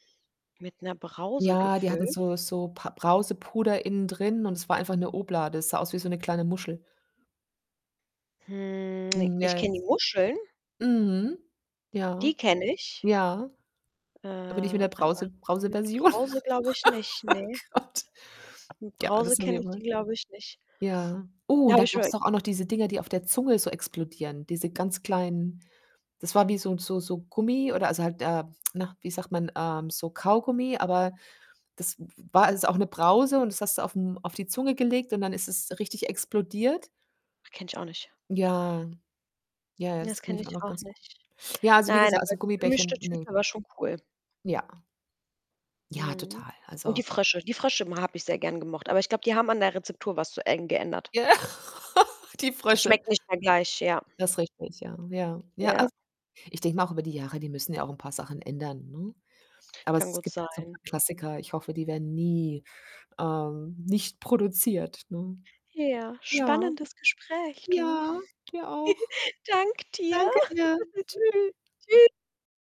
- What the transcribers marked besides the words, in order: drawn out: "Hm"; tsk; distorted speech; other background noise; laugh; laughing while speaking: "Gott"; drawn out: "Äh"; unintelligible speech; tsk; drawn out: "Ja"; laughing while speaking: "Ja"; giggle; put-on voice: "Ja, spannendes Gespräch, du. Dank dir"; joyful: "nicht produziert, ne?"; put-on voice: "Ja, dir auch. Danke dir. Tschü"; giggle
- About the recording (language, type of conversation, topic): German, unstructured, Was magst du lieber: Schokolade oder Gummibärchen?
- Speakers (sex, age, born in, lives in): female, 30-34, Italy, Germany; female, 50-54, Germany, Germany